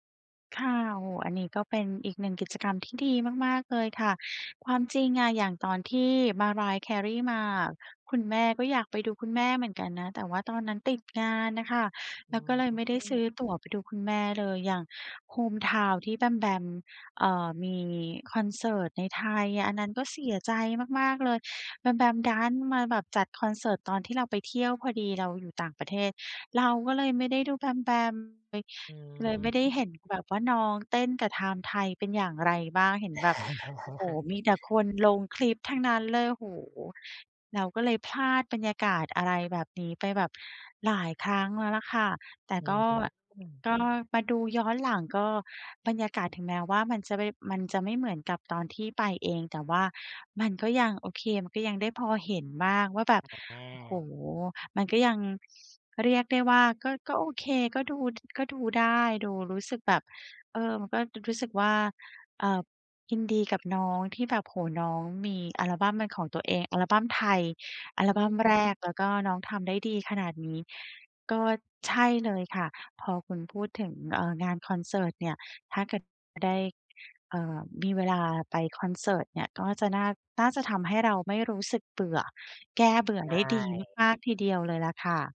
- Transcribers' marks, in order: other background noise; tapping; laugh; unintelligible speech
- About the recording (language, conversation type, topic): Thai, advice, เวลาว่างแล้วรู้สึกเบื่อ ควรทำอะไรดี?